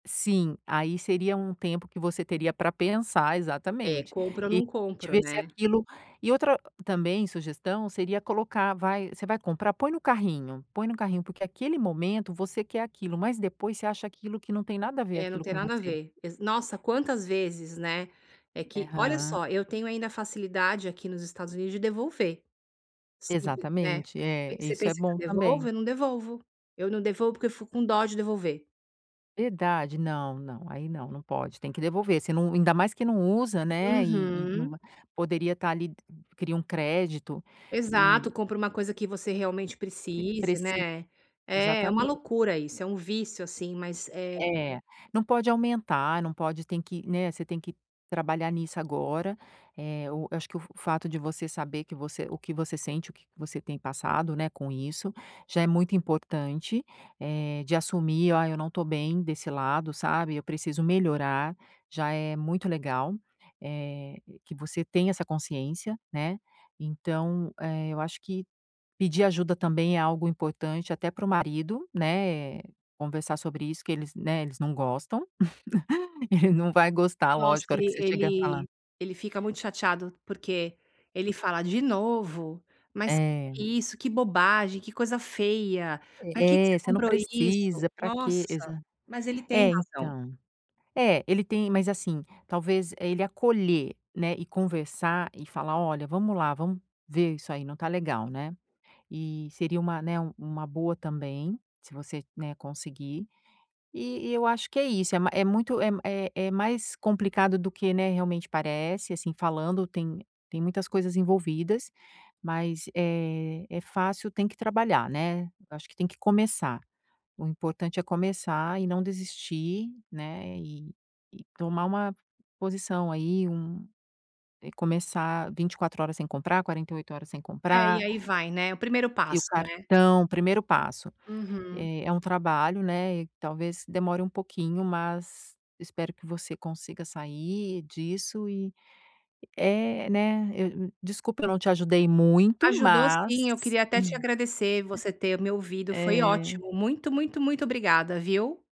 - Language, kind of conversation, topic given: Portuguese, advice, Como posso parar de comprar por impulso e depois me arrepender?
- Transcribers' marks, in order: tapping; chuckle; other background noise; chuckle